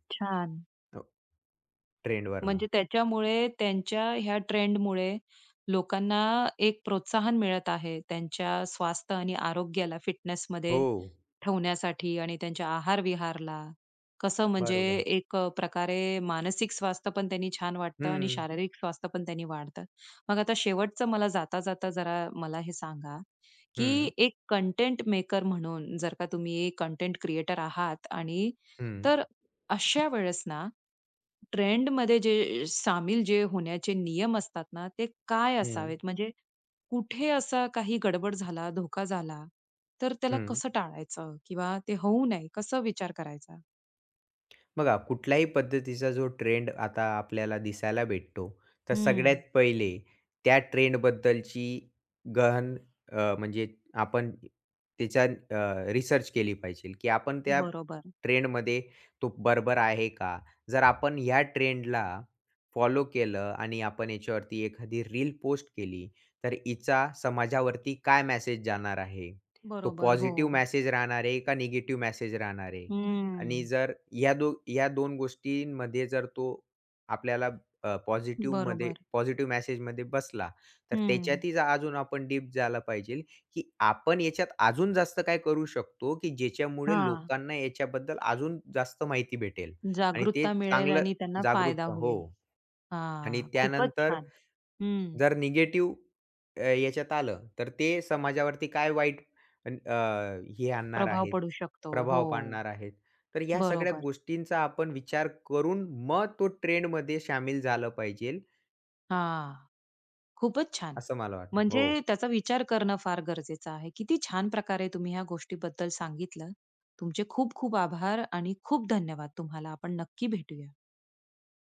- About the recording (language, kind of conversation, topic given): Marathi, podcast, सोशल मीडियावर सध्या काय ट्रेंड होत आहे आणि तू त्याकडे लक्ष का देतोस?
- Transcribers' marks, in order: in English: "कंटेंट मेकर"; in English: "कंटेंट क्रिएटर"; other background noise; in English: "डीप"